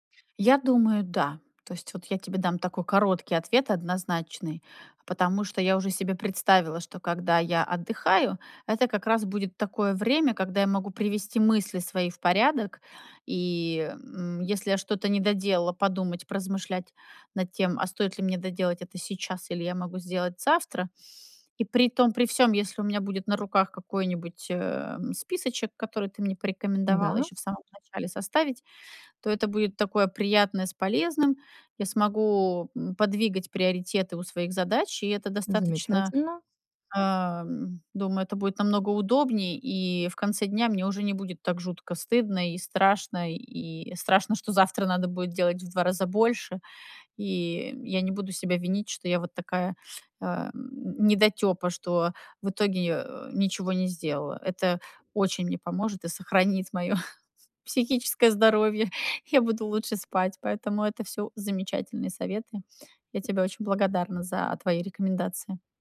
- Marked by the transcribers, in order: grunt; chuckle; laughing while speaking: "здоровье"; other noise
- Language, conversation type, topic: Russian, advice, Как у вас проявляется привычка часто переключаться между задачами и терять фокус?